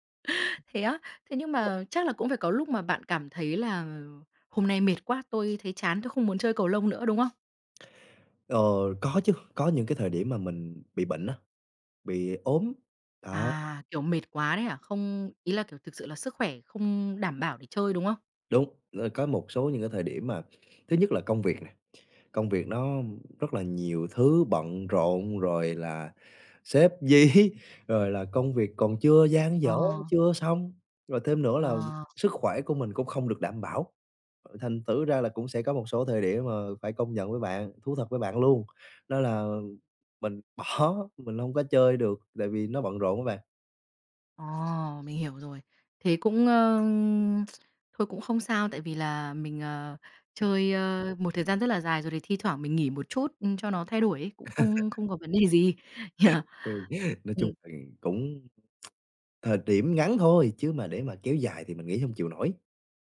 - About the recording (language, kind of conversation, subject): Vietnamese, podcast, Bạn làm thế nào để sắp xếp thời gian cho sở thích khi lịch trình bận rộn?
- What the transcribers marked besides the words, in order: unintelligible speech; tapping; laughing while speaking: "dí"; other background noise; laughing while speaking: "bỏ"; chuckle; laughing while speaking: "nhỉ?"; tsk